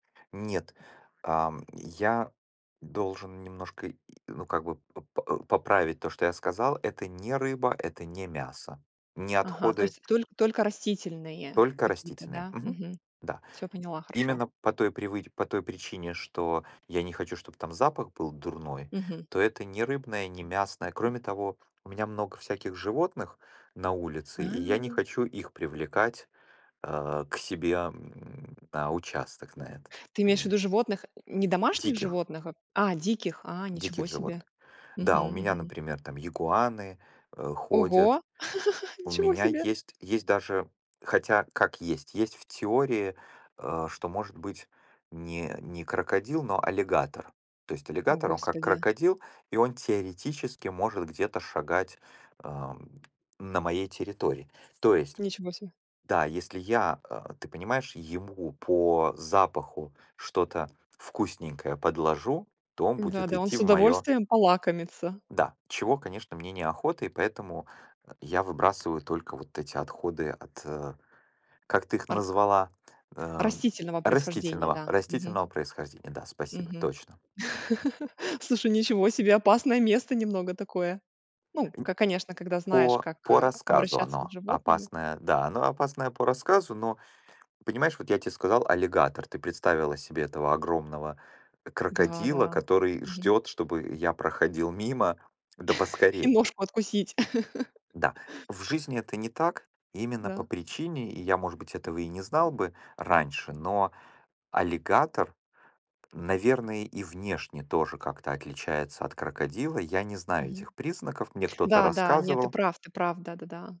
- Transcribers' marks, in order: other background noise; tapping; "понимаешь" said as "пнмаш"; chuckle; background speech; chuckle; chuckle; chuckle
- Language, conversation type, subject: Russian, podcast, Как ты начал(а) жить более экологично?